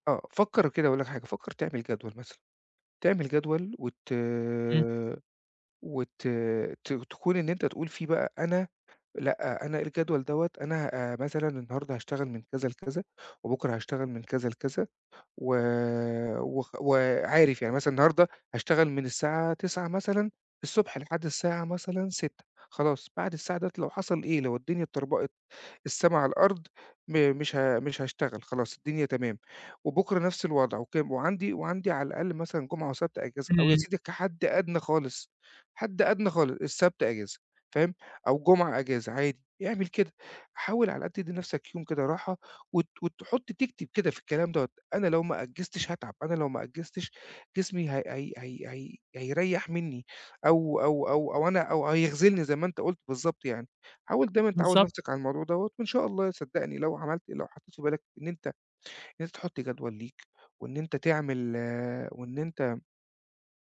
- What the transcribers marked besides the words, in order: none
- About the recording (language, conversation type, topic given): Arabic, advice, إزاي بتتعامل مع الإحساس بالذنب لما تاخد إجازة عشان ترتاح؟